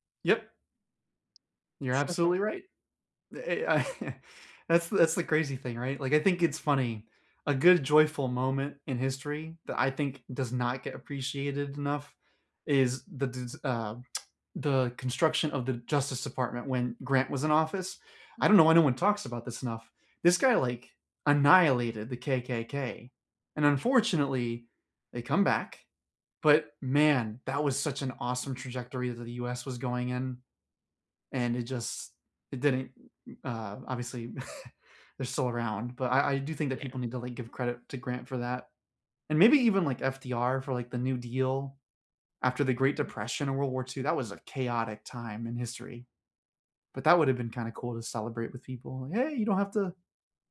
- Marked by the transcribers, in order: other background noise; chuckle; tsk; chuckle
- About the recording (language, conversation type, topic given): English, unstructured, What is a joyful moment in history that you wish you could see?